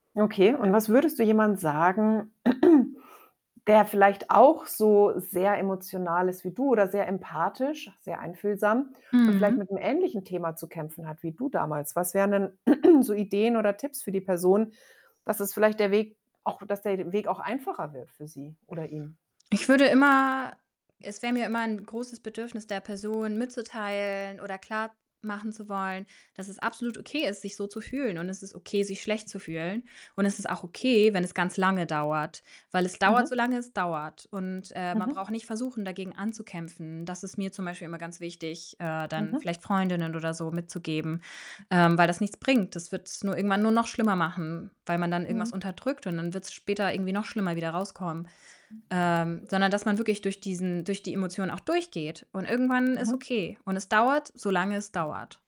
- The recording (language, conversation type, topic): German, podcast, Wie zeigst du, dass du jemanden emotional verstehst?
- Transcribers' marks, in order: static; throat clearing; tapping; distorted speech; throat clearing; other background noise